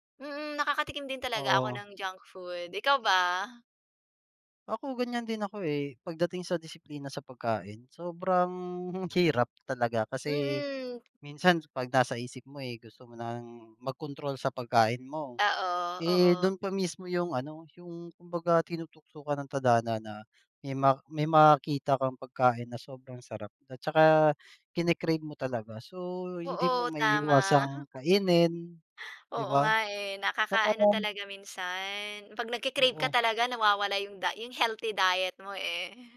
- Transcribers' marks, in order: tapping; chuckle
- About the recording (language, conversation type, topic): Filipino, unstructured, Ano ang pinakaepektibong paraan para simulan ang mas malusog na pamumuhay?